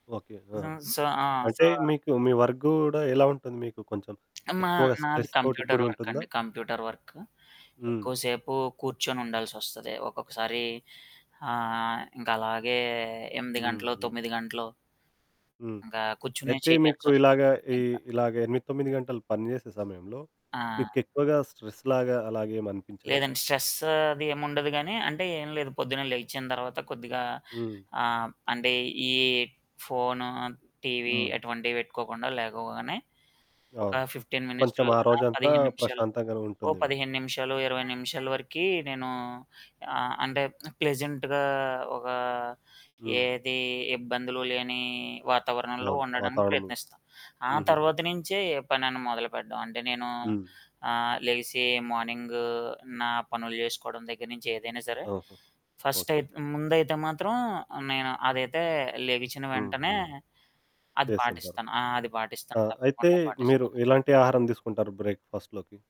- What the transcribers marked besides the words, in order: in English: "సో"; in English: "వర్క్"; static; in English: "స్ట్రెస్"; in English: "కంప్యూటర్ వర్క్"; other background noise; in English: "స్ట్రెస్"; in English: "స్ట్రెస్"; in English: "ఫిఫ్టీన్ మినిట్స్ టు"; in English: "ప్లెజెంట్‌గా"; in English: "ఫస్ట్"; in English: "బ్రేక్‌ఫాస్ట్"
- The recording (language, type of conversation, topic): Telugu, podcast, మీ కుటుంబంలో ఎవరి శైలి మీపై ఎక్కువగా ప్రభావం చూపించింది?